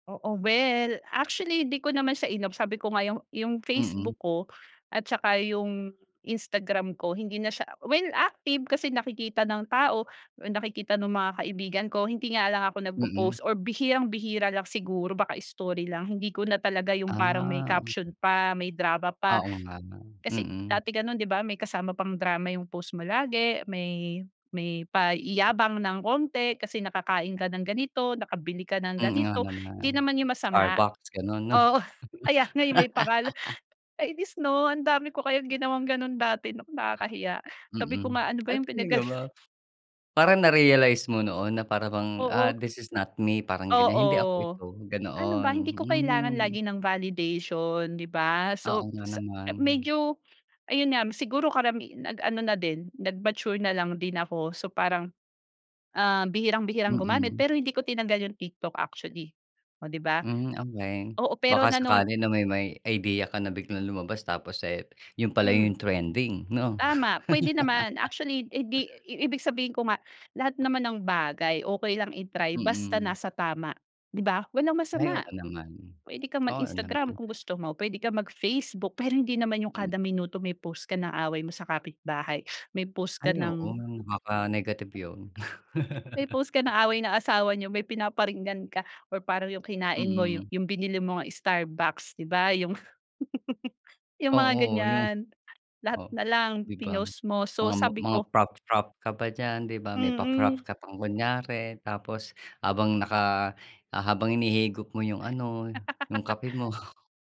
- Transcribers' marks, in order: laughing while speaking: "oo kaya nga, eh, may pangalan"; laugh; laugh; laugh; laugh; laugh
- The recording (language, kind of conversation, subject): Filipino, podcast, Ano ang ginagawa mo para makapagpahinga muna sa paggamit ng mga kagamitang digital paminsan-minsan?